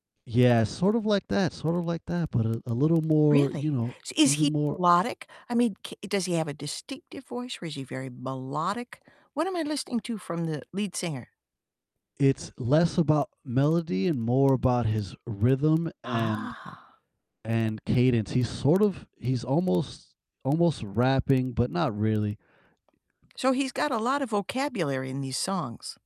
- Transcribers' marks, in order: distorted speech; tapping; static; drawn out: "Ah"; other background noise
- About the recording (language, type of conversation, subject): English, unstructured, How can music bring people together?
- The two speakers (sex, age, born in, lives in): female, 65-69, United States, United States; male, 30-34, United States, United States